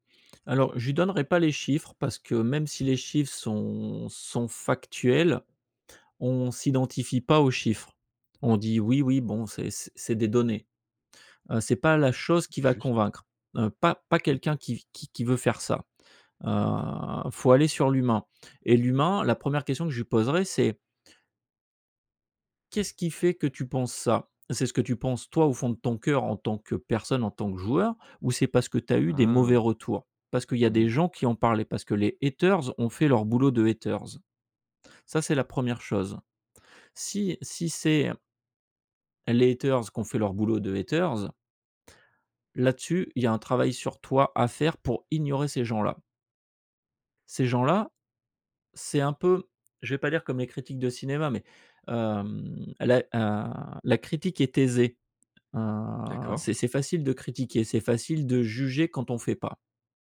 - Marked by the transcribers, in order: tapping; drawn out: "heu"; drawn out: "Ah !"; in English: "haters"; in English: "haters ?"; in English: "haters"; in English: "haters"; drawn out: "heu"
- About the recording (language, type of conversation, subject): French, podcast, Comment rester authentique lorsque vous exposez votre travail ?